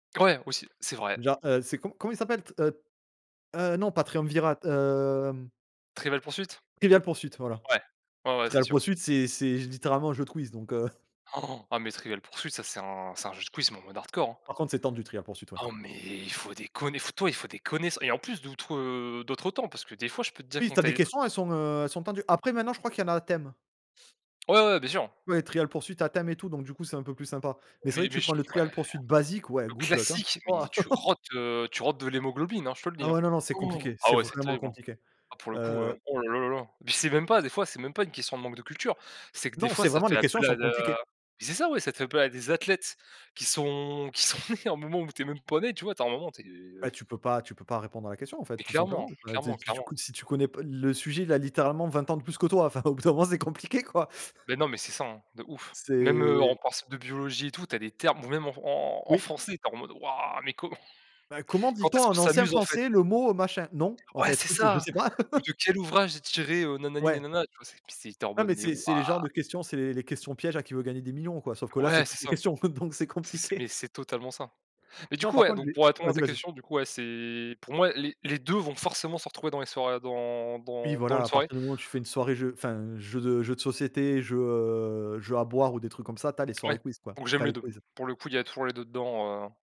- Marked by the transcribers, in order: other noise; laughing while speaking: "heu"; gasp; stressed: "classique"; in English: "good luck"; chuckle; gasp; other background noise; tapping; laughing while speaking: "qui sont nés au"; laughing while speaking: "enfin au bout d'un moment c'est compliqué quoi"; laughing while speaking: "mais comment ?"; laughing while speaking: "en fait, heu, je sais pas"; laughing while speaking: "donc c'est compliqué"
- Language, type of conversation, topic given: French, unstructured, Préférez-vous les soirées jeux de société ou les soirées quiz ?